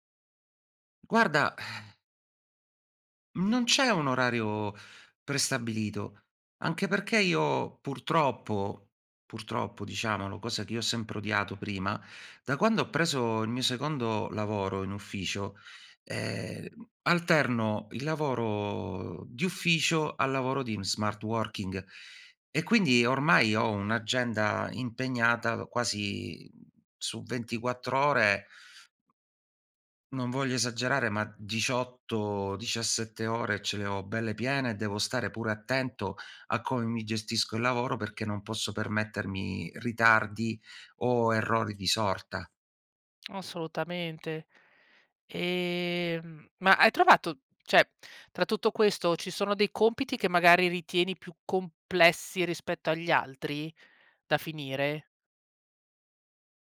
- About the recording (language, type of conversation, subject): Italian, advice, Perché faccio fatica a concentrarmi e a completare i compiti quotidiani?
- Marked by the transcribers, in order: sigh; in English: "smart working"; "agenda" said as "aggenda"; "Assolutamente" said as "ossolutamente"; "cioè" said as "ceh"